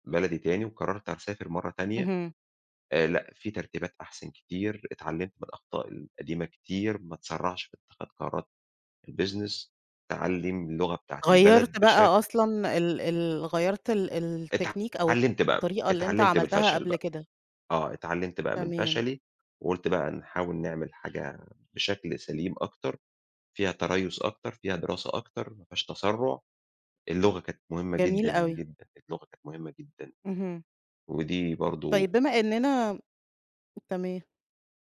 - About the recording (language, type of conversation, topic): Arabic, podcast, إيه دور الناس اللي حواليك لما تفشل وتتعلم؟
- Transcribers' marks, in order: in English: "الBusiness"; in English: "الtechnique"; other background noise; tapping